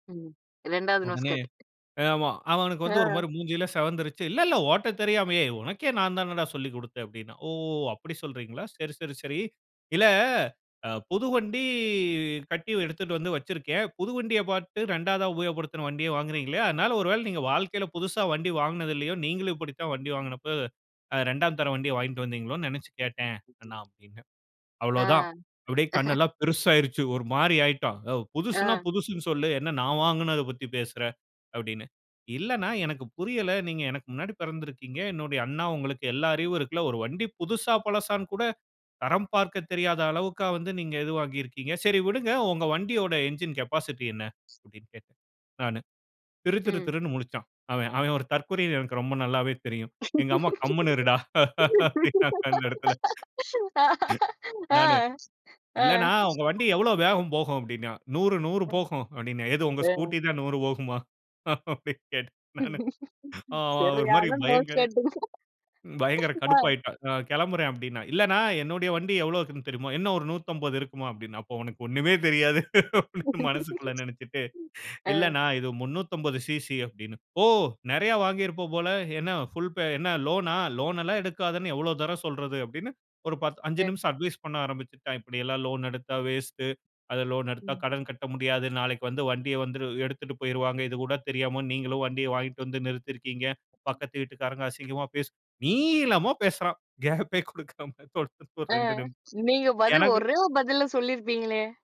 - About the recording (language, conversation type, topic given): Tamil, podcast, நீங்கள் உங்கள் வரம்புகளை எங்கே வரையறுக்கிறீர்கள்?
- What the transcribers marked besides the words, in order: in English: "நோஸ் கட்"; other background noise; chuckle; other noise; in English: "என்ஜின் கேபாசிட்டி"; laugh; laughing while speaking: "கம்முனு இருடா! அப்பிடீன்னாங்க, அந்த இடத்தில"; tapping; laugh; laughing while speaking: "சரியான நோஸ் கட்டுங்க. ஆ"; in English: "நோஸ் கட்டுங்க"; laughing while speaking: "அப்போ, உனக்கு ஒண்ணுமே தெரியாது அப்பிடீன்னு"; laugh; chuckle; chuckle